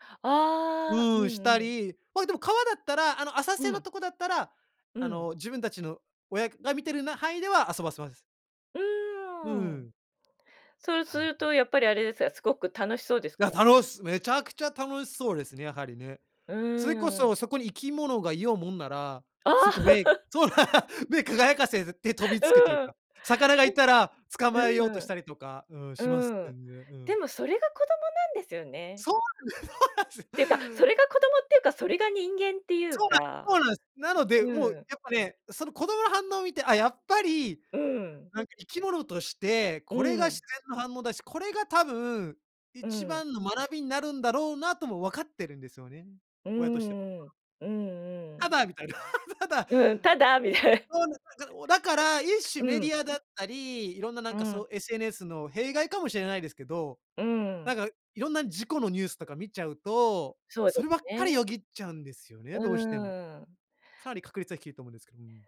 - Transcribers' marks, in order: tapping; chuckle; laugh; laugh; laughing while speaking: "そうなんす"; unintelligible speech; laugh; unintelligible speech
- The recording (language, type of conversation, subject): Japanese, podcast, 子どもの頃に体験した自然の中での出来事で、特に印象に残っているのは何ですか？